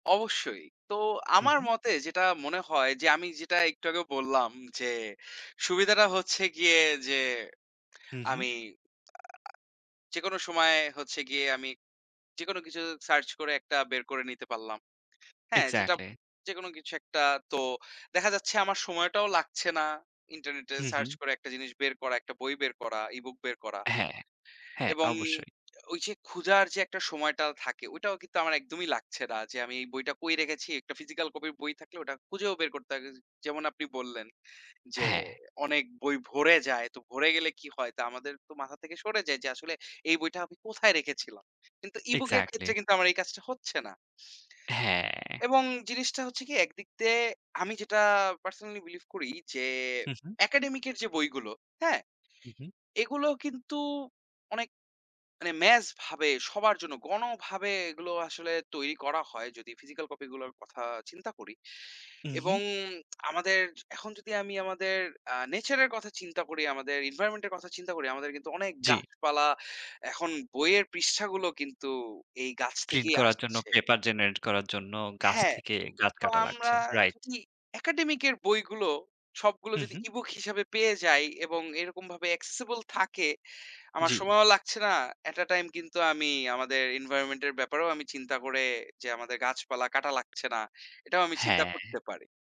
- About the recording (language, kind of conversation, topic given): Bengali, unstructured, আপনার মতে ই-বুক কি প্রথাগত বইয়ের স্থান নিতে পারবে?
- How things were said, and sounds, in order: in English: "Exactly"; in English: "physical copy"; unintelligible speech; in English: "Exactly"; in English: "personally believe"; in English: "academic"; in English: "mass"; in English: "physical copy"; in English: "nature"; in English: "environment"; in English: "paper generate"; in English: "academic"; in English: "accessible"; in English: "at a time"; in English: "environment"